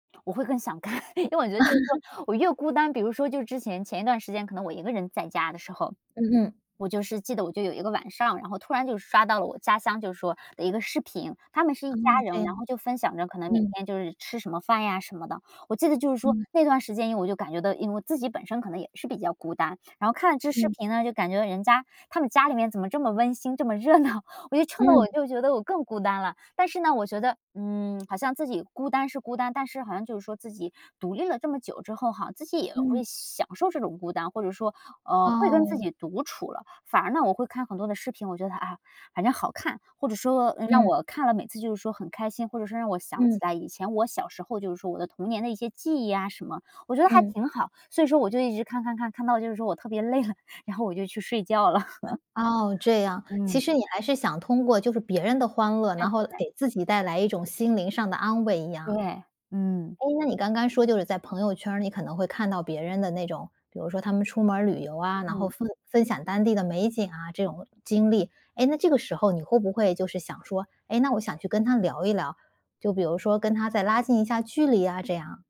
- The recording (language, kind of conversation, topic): Chinese, podcast, 社交媒体会让你更孤单，还是让你与他人更亲近？
- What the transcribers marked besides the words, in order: laughing while speaking: "看"; laugh; swallow; laughing while speaking: "热闹"; laughing while speaking: "累"; laughing while speaking: "了"; laugh; "然后" said as "难后"